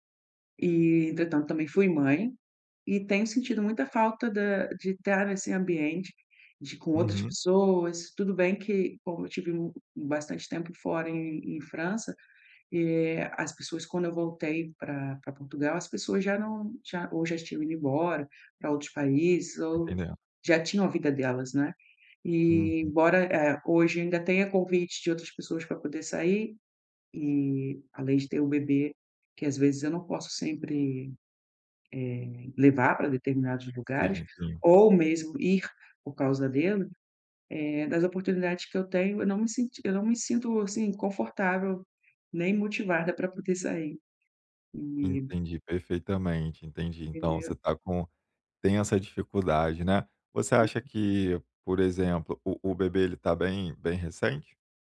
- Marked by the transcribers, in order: tapping; unintelligible speech
- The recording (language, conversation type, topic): Portuguese, advice, Como posso me sentir mais à vontade em celebrações sociais?